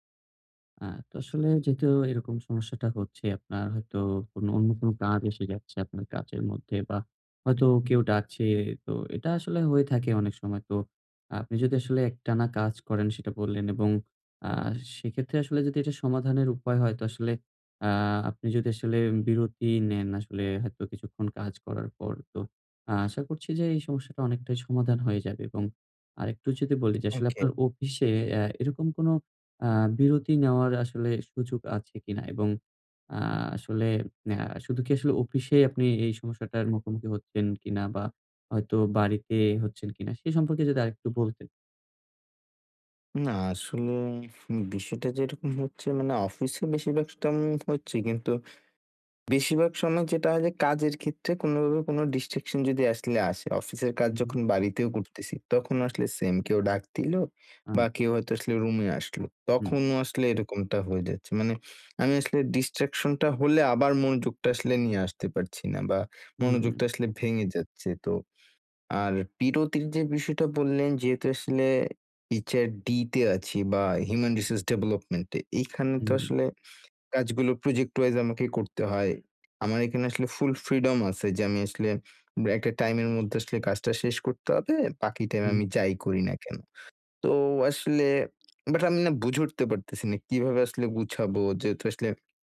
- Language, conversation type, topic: Bengali, advice, কাজের সময় বিভ্রান্তি কমিয়ে কীভাবে একটিমাত্র কাজে মনোযোগ ধরে রাখতে পারি?
- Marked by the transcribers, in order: tapping; "অফিসে" said as "অপিসে"; "অফিসে" said as "অপিসে"; other background noise; "ভাগ" said as "ভাগস"; horn